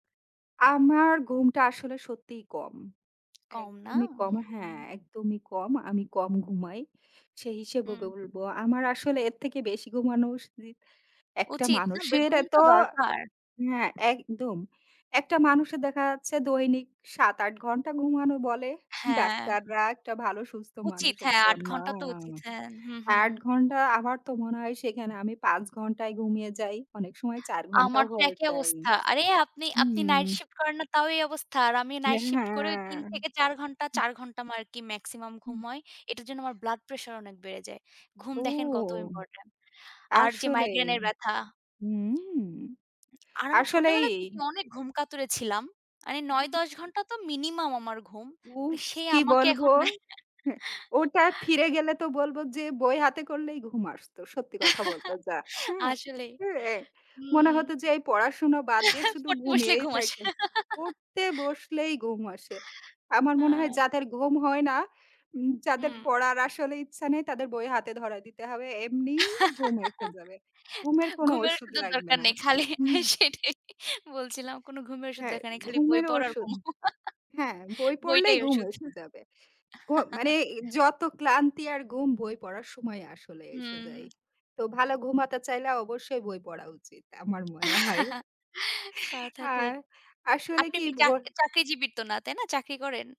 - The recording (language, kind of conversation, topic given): Bengali, unstructured, ছুটির দিনে দেরি করে ঘুমানো আর ভোরে উঠে দিন শুরু করার মধ্যে কোনটি আপনার কাছে বেশি আরামদায়ক মনে হয়?
- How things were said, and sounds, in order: other background noise; unintelligible speech; "ঘুমিয়ে" said as "গুমিয়ে"; in English: "night shift"; in English: "night shift"; in English: "maximum"; in English: "blood pressure"; tsk; in English: "minimum"; chuckle; chuckle; chuckle; chuckle; chuckle; "দরকার" said as "দেকার"; chuckle; lip smack; laughing while speaking: "বই পড়া উচিত আমার মনে হয়"; chuckle